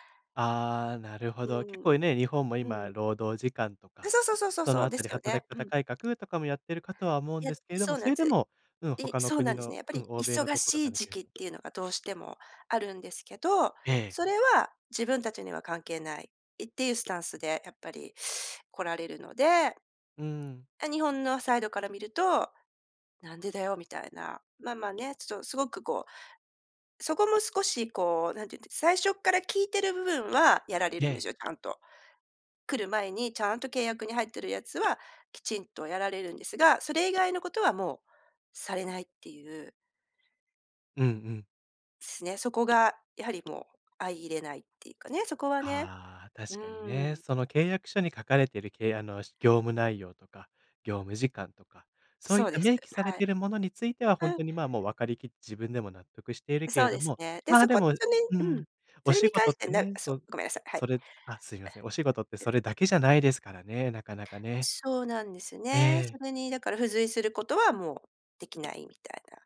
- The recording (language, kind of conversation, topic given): Japanese, podcast, 仕事でやりがいをどう見つけましたか？
- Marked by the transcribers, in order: tapping